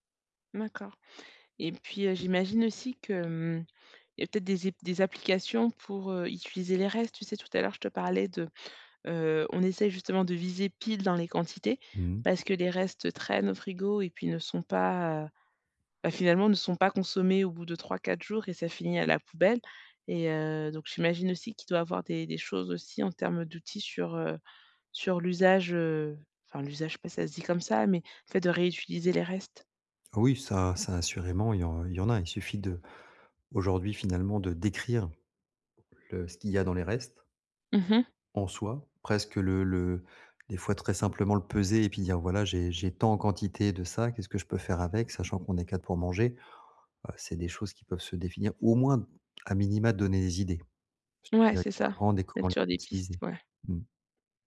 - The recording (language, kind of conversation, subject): French, advice, Comment planifier mes repas quand ma semaine est surchargée ?
- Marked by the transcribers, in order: unintelligible speech